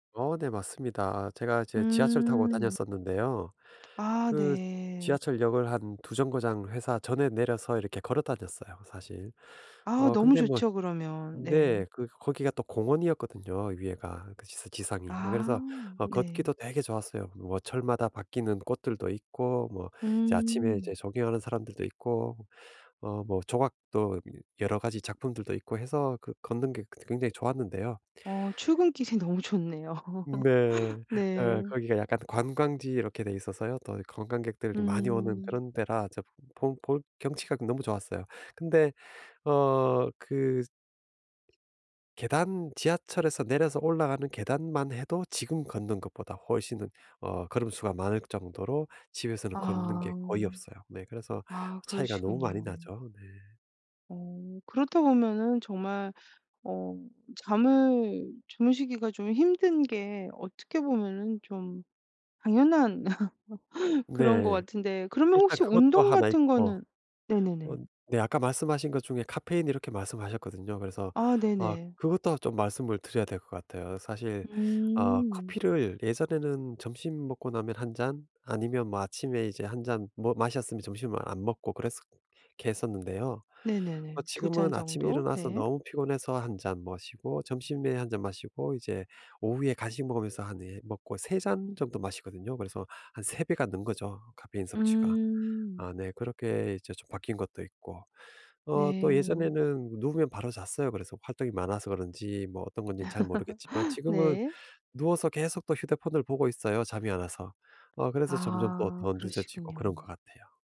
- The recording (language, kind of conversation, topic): Korean, advice, 아침에 더 활기차게 일어나기 위해 수면 루틴을 어떻게 정하면 좋을까요?
- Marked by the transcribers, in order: tapping; other background noise; laughing while speaking: "길이 너무 좋네요"; laugh; laugh; laugh